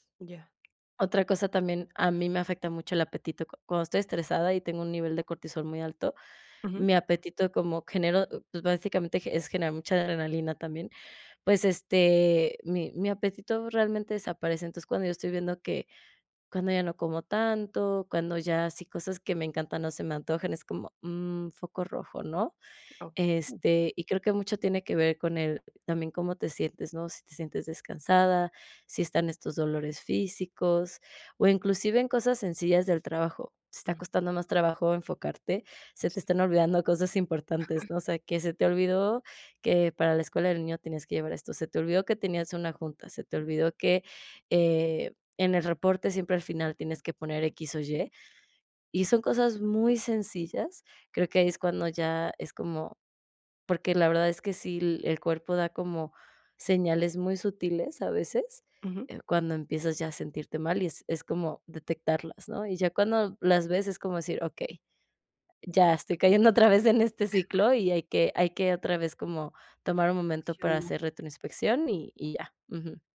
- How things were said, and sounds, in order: tapping; chuckle; chuckle; unintelligible speech
- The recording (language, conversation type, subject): Spanish, podcast, ¿Cómo equilibras el trabajo y el descanso durante tu recuperación?